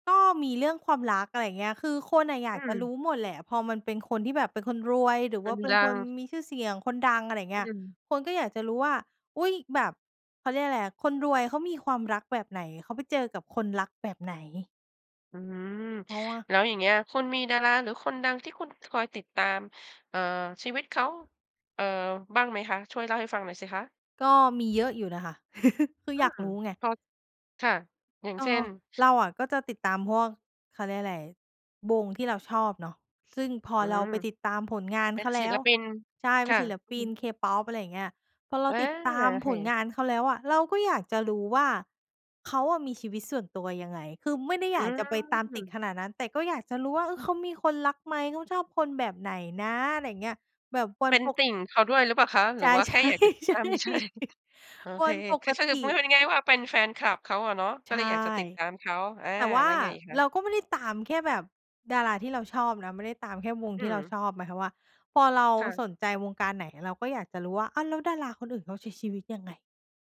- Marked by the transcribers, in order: tapping; other background noise; chuckle; laughing while speaking: "ใช่ ๆ"; chuckle; laughing while speaking: "เฉย ๆ"
- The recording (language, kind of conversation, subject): Thai, podcast, ทำไมคนเราถึงชอบติดตามชีวิตดาราราวกับกำลังดูเรื่องราวที่น่าตื่นเต้น?